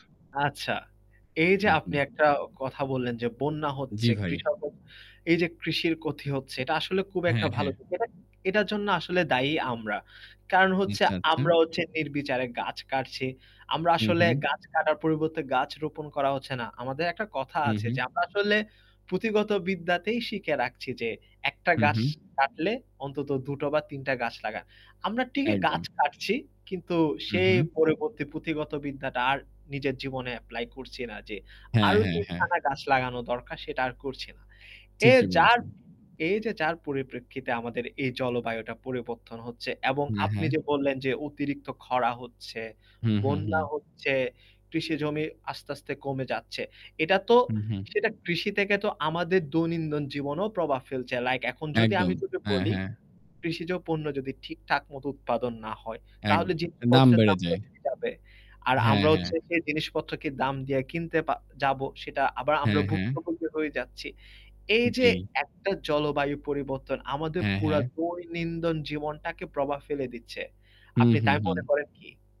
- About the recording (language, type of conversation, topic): Bengali, unstructured, বিশ্বব্যাপী জলবায়ু পরিবর্তনের খবর শুনলে আপনার মনে কী ভাবনা আসে?
- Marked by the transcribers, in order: static; "ক্ষতি" said as "কথি"; distorted speech